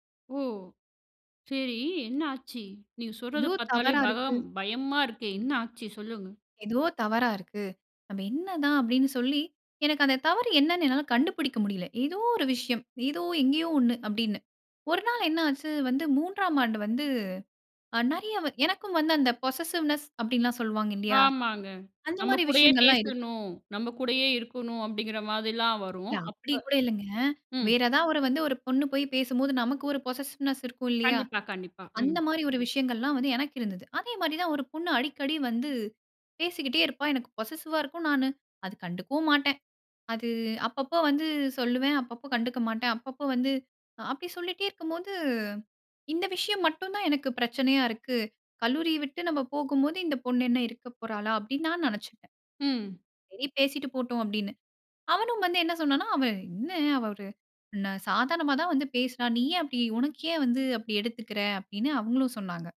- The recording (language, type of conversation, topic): Tamil, podcast, தவறான ஒருவரைத் தேர்ந்தெடுத்த அனுபவம் உங்களுக்கு எப்படி இருந்தது என்று சொல்ல முடியுமா?
- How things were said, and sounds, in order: in English: "பொசஸிவ்னெஸ்"; other background noise; in English: "பொசஸிவ்னெஸ்"; in English: "பொசஸிவா"